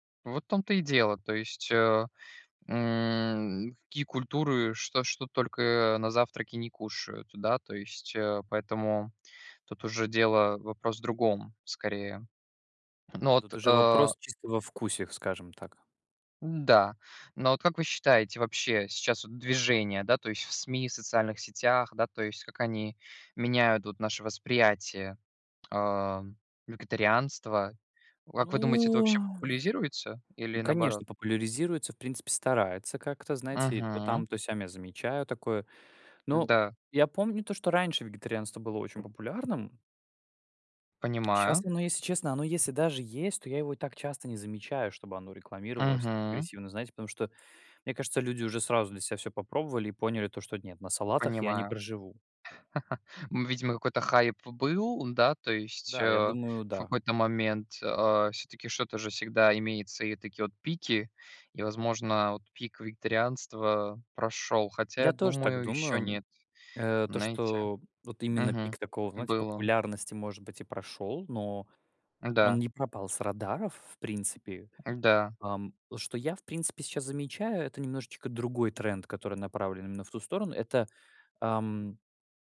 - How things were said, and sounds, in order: drawn out: "Ну"; laugh; tapping
- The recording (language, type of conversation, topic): Russian, unstructured, Почему многие считают, что вегетарианство навязывается обществу?